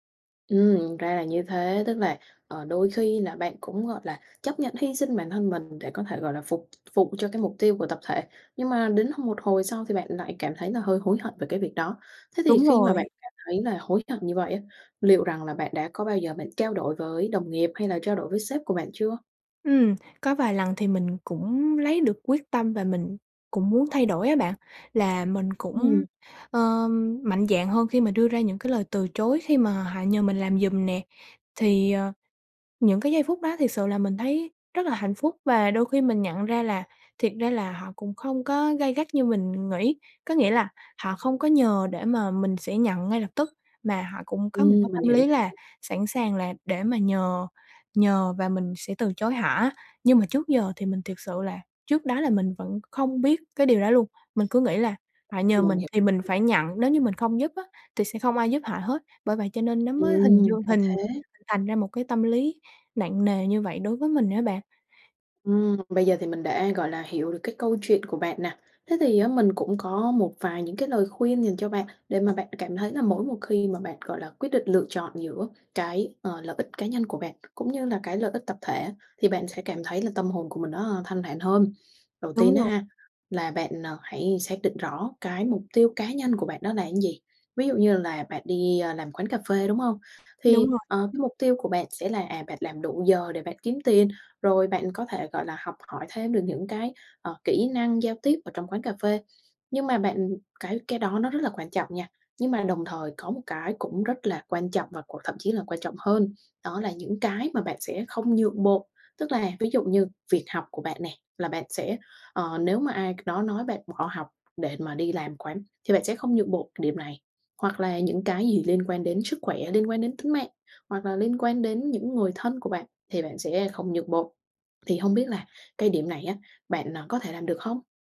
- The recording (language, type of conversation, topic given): Vietnamese, advice, Làm thế nào để cân bằng lợi ích cá nhân và lợi ích tập thể ở nơi làm việc?
- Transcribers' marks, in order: tapping; other background noise